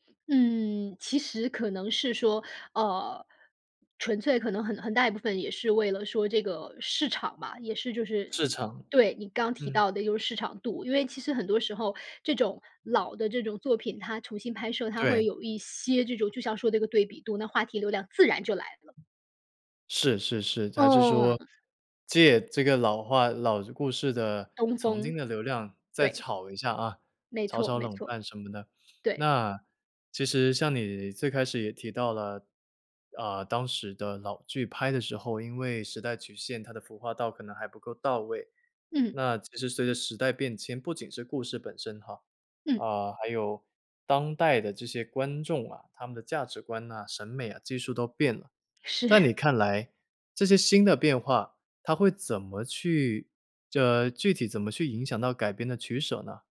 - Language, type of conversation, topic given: Chinese, podcast, 为什么老故事总会被一再翻拍和改编？
- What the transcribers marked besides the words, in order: laughing while speaking: "是"